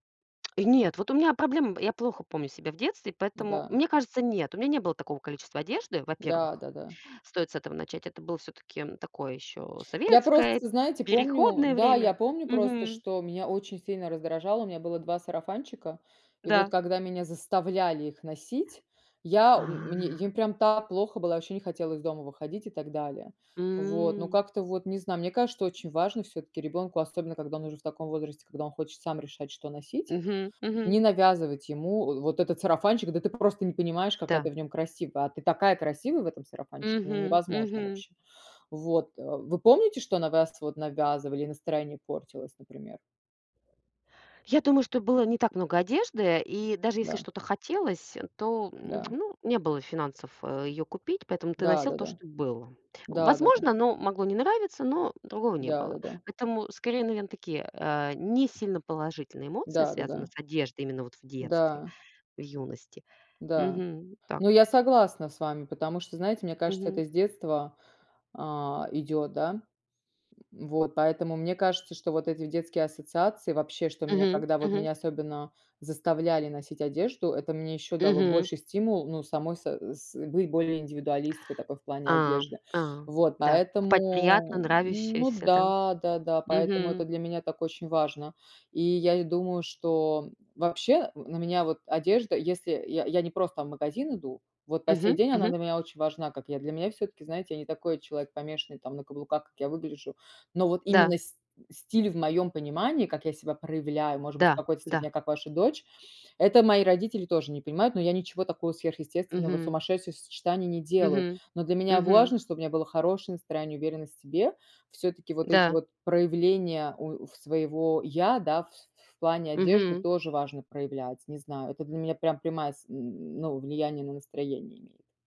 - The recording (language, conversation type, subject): Russian, unstructured, Как одежда влияет на твое настроение?
- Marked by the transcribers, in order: tapping; drawn out: "А"; drawn out: "М"; lip smack; other background noise